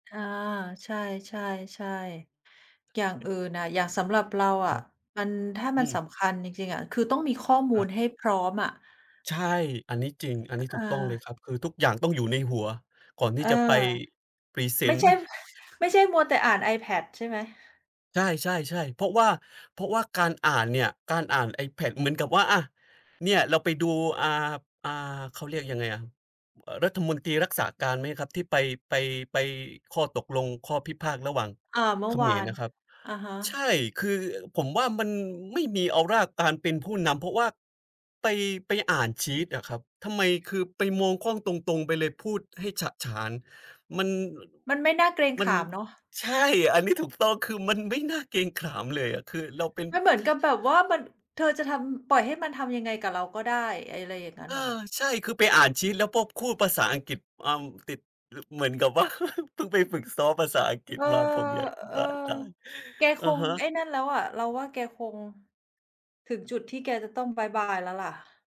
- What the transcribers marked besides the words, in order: tapping; other background noise; chuckle; other noise; laughing while speaking: "ว่า"; chuckle
- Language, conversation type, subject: Thai, unstructured, อะไรคือสิ่งที่ทำให้คุณรู้สึกมั่นใจในตัวเอง?